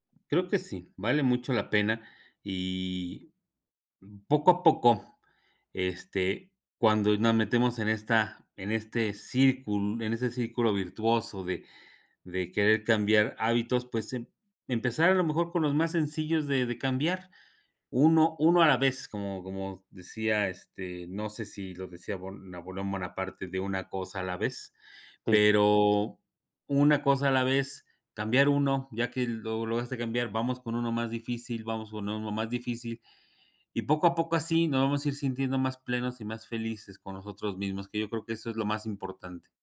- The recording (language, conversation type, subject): Spanish, unstructured, ¿Alguna vez cambiaste un hábito y te sorprendieron los resultados?
- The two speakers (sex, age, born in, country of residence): male, 30-34, Mexico, Mexico; male, 55-59, Mexico, Mexico
- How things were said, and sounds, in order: none